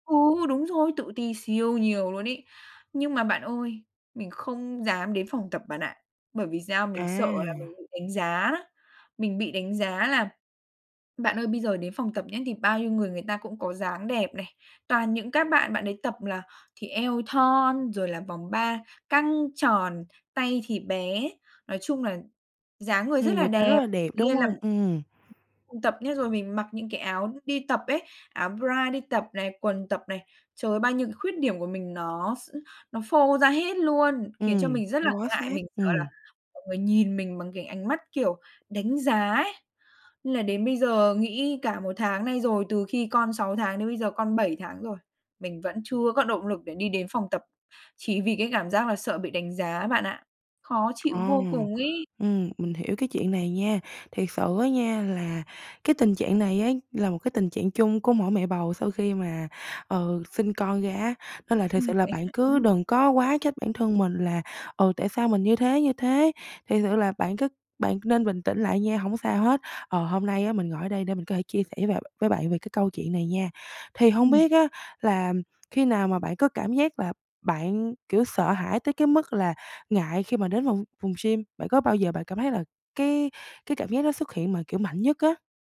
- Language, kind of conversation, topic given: Vietnamese, advice, Tôi ngại đến phòng tập gym vì sợ bị đánh giá, tôi nên làm gì?
- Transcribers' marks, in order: tapping